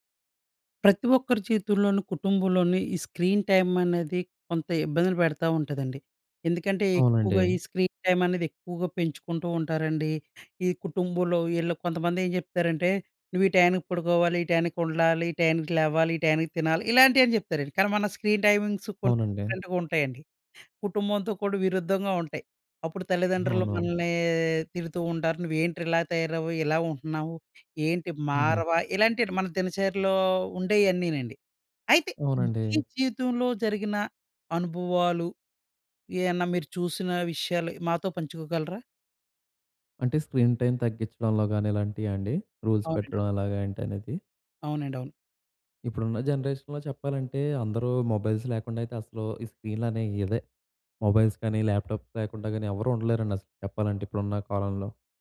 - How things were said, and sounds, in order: in English: "స్క్రీన్ టైం"; tapping; in English: "స్క్రీన్ టైం"; in English: "స్క్రీన్"; in English: "డిఫరెంట్‌గా"; other background noise; in English: "స్క్రీన్ టైం"; in English: "రూల్స్"; in English: "జనరేషన్‌లో"; in English: "మొబైల్స్"; in English: "మొబైల్స్"; in English: "ల్యాప్‌టాప్స్"
- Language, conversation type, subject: Telugu, podcast, స్క్రీన్ టైమ్‌కు కుటుంబ రూల్స్ ఎలా పెట్టాలి?